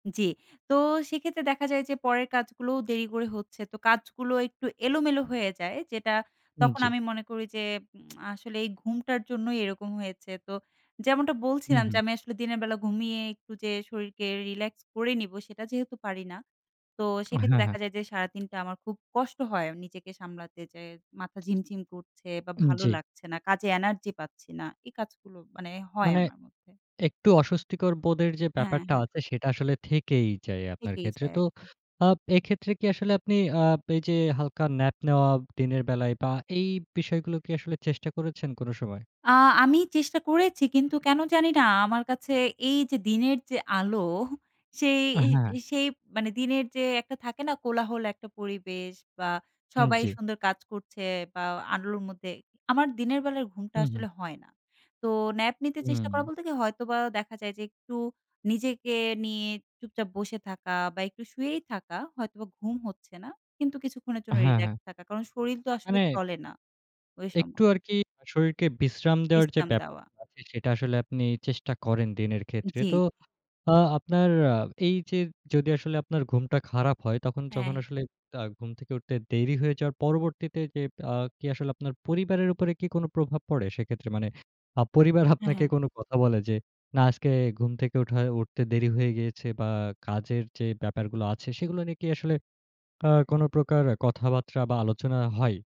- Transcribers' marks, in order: other background noise; tsk; "শরির" said as "শরীল"
- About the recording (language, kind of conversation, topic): Bengali, podcast, ভালো ঘুম আপনার মনের ওপর কী প্রভাব ফেলে, আর এ বিষয়ে আপনার অভিজ্ঞতা কী?